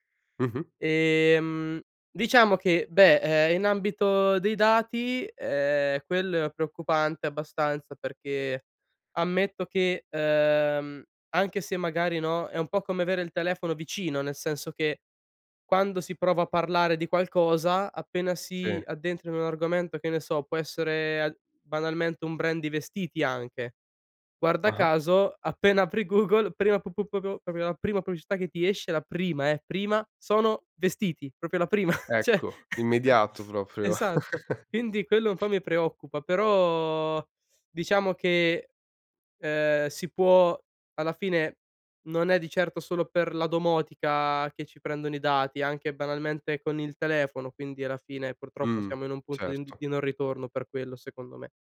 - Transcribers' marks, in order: in English: "brand"; laughing while speaking: "Google"; "proprio" said as "popio"; stressed: "prima"; "Proprio" said as "propio"; chuckle
- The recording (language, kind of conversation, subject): Italian, podcast, Cosa pensi delle case intelligenti e dei dati che raccolgono?
- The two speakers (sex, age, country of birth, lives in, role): male, 20-24, Italy, Italy, guest; male, 30-34, Italy, Italy, host